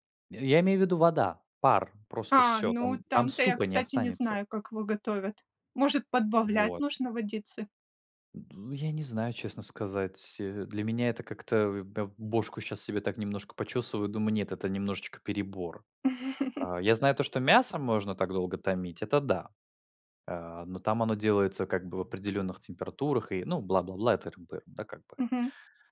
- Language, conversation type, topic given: Russian, unstructured, Как ты убеждаешь близких питаться более полезной пищей?
- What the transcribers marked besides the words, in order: tapping; chuckle